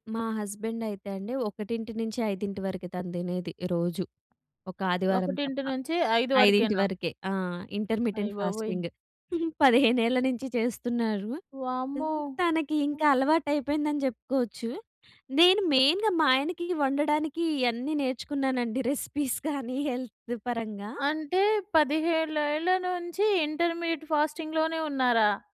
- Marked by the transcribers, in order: in English: "ఇంటర్మిటెంట్ ఫాస్టింగ్"; giggle; in English: "మెయిన్‌గా"; in English: "రెసిపీస్"; in English: "హెల్త్"; in English: "ఇంటర్మీడియేట్ ఫాస్టింగ్‌లోనే"
- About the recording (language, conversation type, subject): Telugu, podcast, నిద్రను మెరుగుపరచుకోవడం మీ ఒత్తిడిని తగ్గించడంలో మీకు ఎంత వరకు సహాయపడింది?